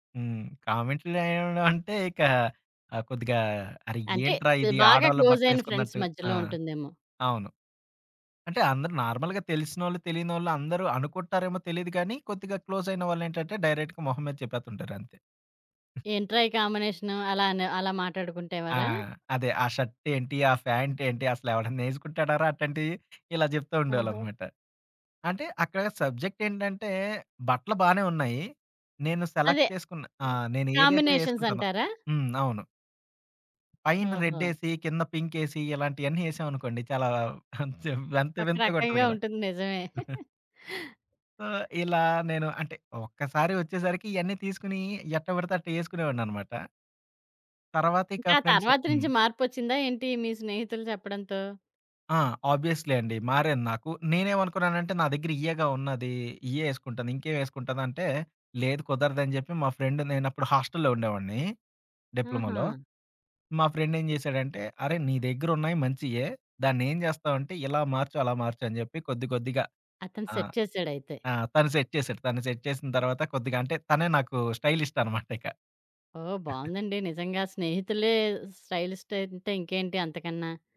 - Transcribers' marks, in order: in English: "ఫ్రెండ్స్"; in English: "నార్మల్‌గా"; in English: "డైరెక్ట్‌గా"; other background noise; in English: "సెలెక్ట్"; tapping; chuckle; in English: "సో"; in English: "ఫ్రెండ్స్"; in English: "ఆబ్వియస్లీ"; in English: "ఫ్రెండ్"; in English: "హాస్టల్లో"; in English: "డిప్లొమొలో"; in English: "ఫ్రెండ్"; in English: "సెట్"; in English: "సెట్"; in English: "సెట్"; giggle; in English: "స్టైలిస్ట్"
- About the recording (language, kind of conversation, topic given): Telugu, podcast, జీవితంలో వచ్చిన పెద్ద మార్పు నీ జీవనశైలి మీద ఎలా ప్రభావం చూపింది?